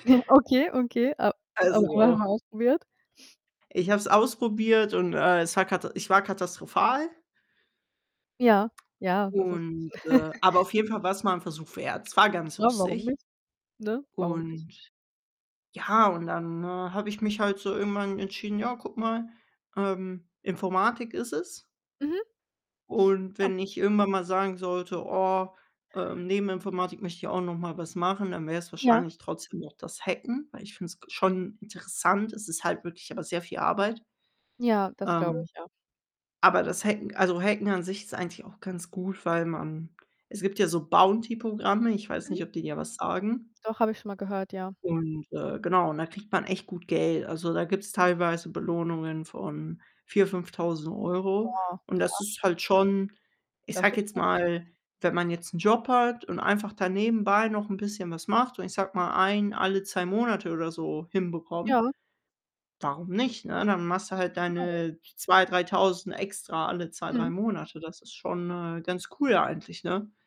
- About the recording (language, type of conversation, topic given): German, unstructured, Wie hat ein Hobby dein Leben verändert?
- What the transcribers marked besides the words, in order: chuckle; other background noise; unintelligible speech; chuckle; distorted speech; static; unintelligible speech; unintelligible speech